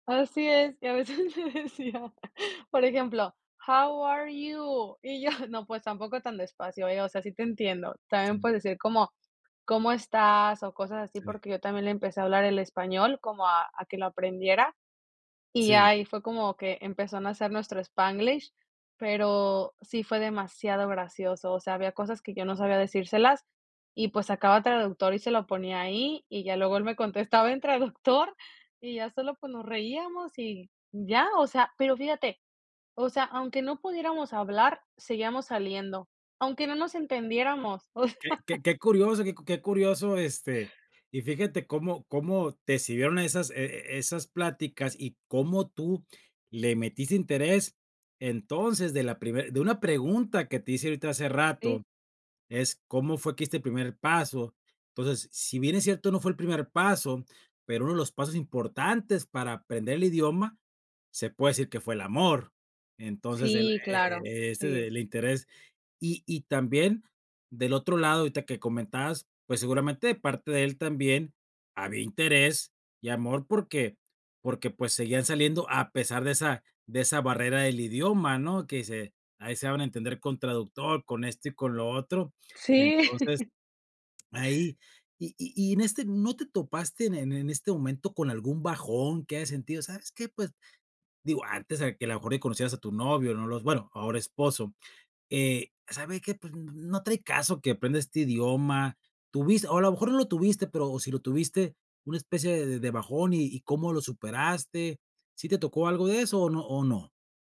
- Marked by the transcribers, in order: laughing while speaking: "veces"; in English: "How are you?"; laugh; inhale; chuckle; inhale
- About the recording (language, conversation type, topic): Spanish, podcast, ¿Cómo empezaste a estudiar un idioma nuevo y qué fue lo que más te ayudó?